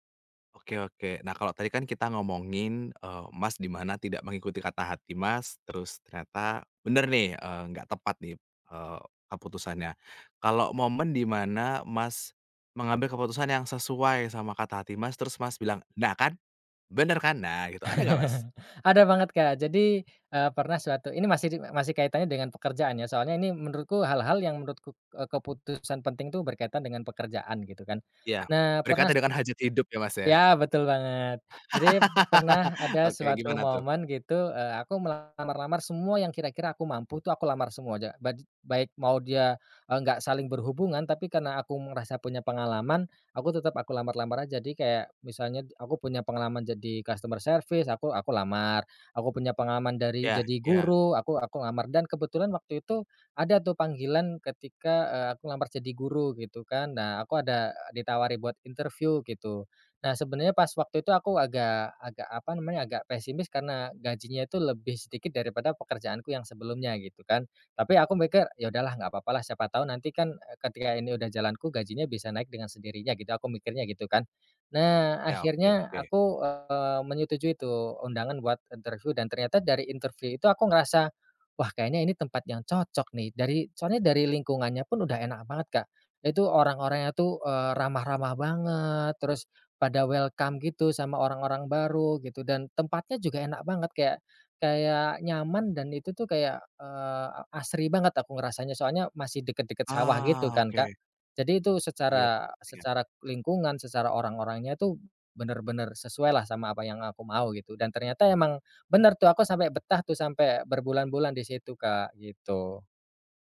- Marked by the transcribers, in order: chuckle; laugh; in English: "customer service"; in English: "welcome"
- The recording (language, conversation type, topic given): Indonesian, podcast, Pernah nggak kamu mengikuti kata hati saat memilih jalan hidup, dan kenapa?